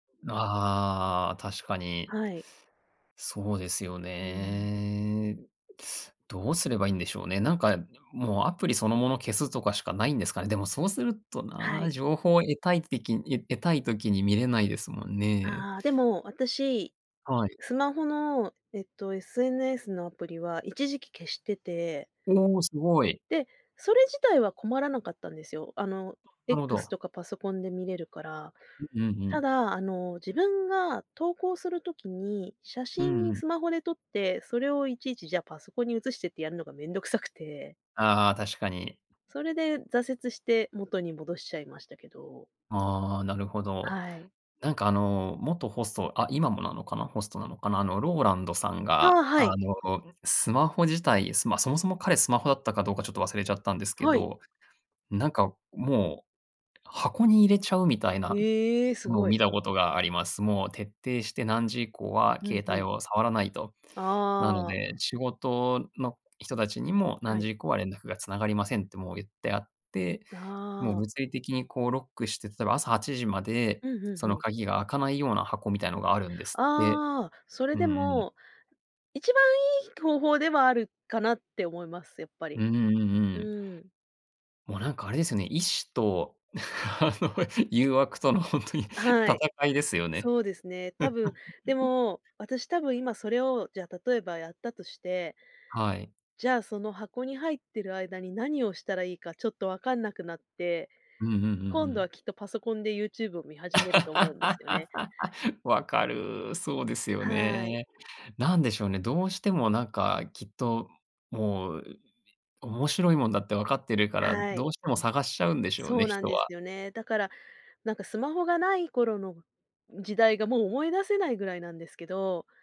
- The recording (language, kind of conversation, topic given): Japanese, podcast, スマホは集中力にどのような影響を与えますか？
- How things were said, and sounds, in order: other background noise; laughing while speaking: "あの誘惑との本当に戦い"; chuckle; tapping; laugh